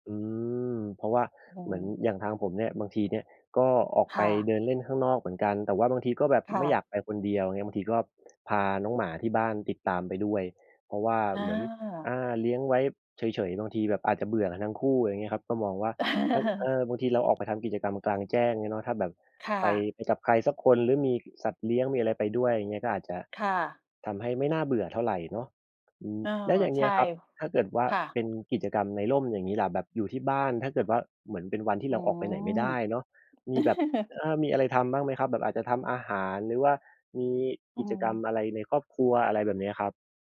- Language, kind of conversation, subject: Thai, unstructured, เวลาว่างคุณชอบทำกิจกรรมอะไรที่จะทำให้คุณมีความสุขมากที่สุด?
- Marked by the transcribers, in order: other background noise; chuckle; chuckle